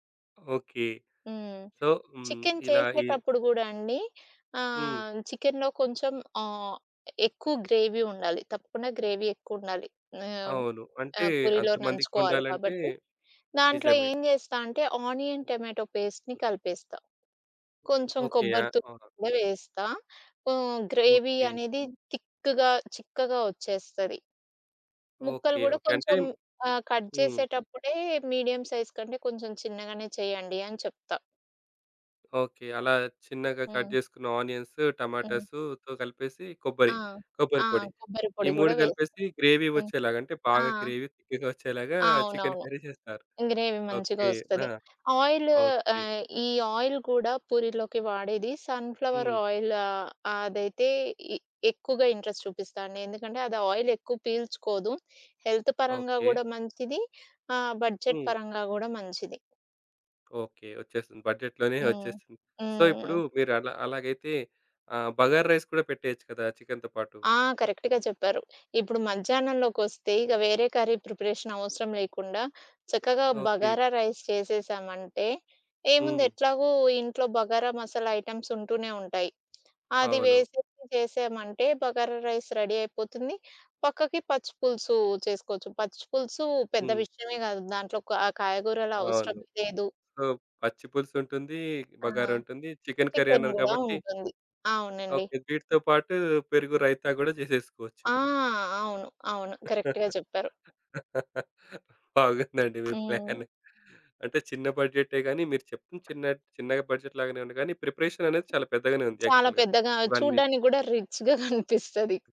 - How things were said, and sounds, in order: in English: "సో"; in English: "గ్రేవీ"; other background noise; in English: "ఆనియన్"; in English: "పేస్ట్‌ని"; in English: "గ్రేవీ"; in English: "కట్"; in English: "మీడియం సైజ్"; in English: "కట్"; in English: "గ్రేవీ"; in English: "గ్రేవీ థిక్‌గా"; in English: "గ్రేవి"; in English: "కర్రీ"; in English: "ఆయిల్"; in English: "సన్‌ఫ్లవర్ ఆయిల్"; in English: "ఇంట్రెస్ట్"; in English: "హెల్త్"; in English: "బడ్జెట్"; in English: "బడ్జెట్‌లోనే"; in English: "సో"; in English: "రైస్"; in English: "కరెక్ట్‌గా"; in English: "కర్రీ"; in English: "రైస్"; in English: "ఐటెమ్స్"; tapping; in English: "రైస్ రెడీ"; in English: "సో"; in English: "కర్రీ"; in English: "కరెక్ట్‌గా"; chuckle; laughing while speaking: "బాగుందండి మీ ప్లాను"; in English: "బడ్జెట్‌లాగానే"; in English: "యాక్చువల్‌గా"; in English: "రిచ్‌గా"; chuckle
- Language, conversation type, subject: Telugu, podcast, ఒక చిన్న బడ్జెట్‌లో పెద్ద విందు వంటకాలను ఎలా ప్రణాళిక చేస్తారు?